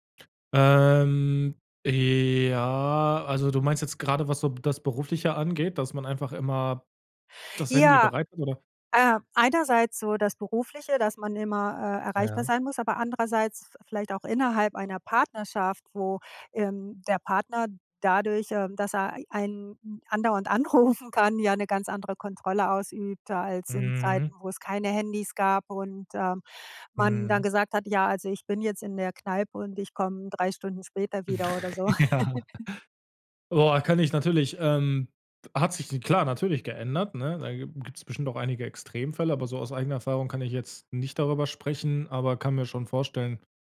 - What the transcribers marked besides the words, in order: drawn out: "Ähm, j ja"; laughing while speaking: "anrufen"; chuckle; laughing while speaking: "Ja"; laugh; other background noise
- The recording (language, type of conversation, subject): German, podcast, Wie beeinflusst dein Handy deine Beziehungen im Alltag?